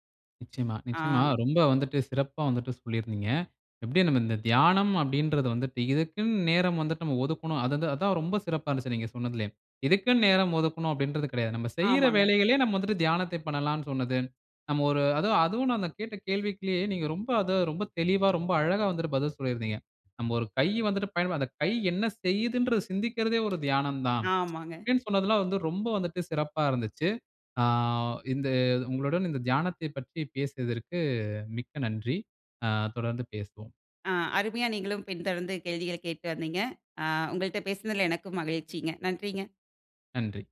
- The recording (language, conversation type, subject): Tamil, podcast, தியானத்துக்கு நேரம் இல்லையெனில் என்ன செய்ய வேண்டும்?
- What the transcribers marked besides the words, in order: horn; tsk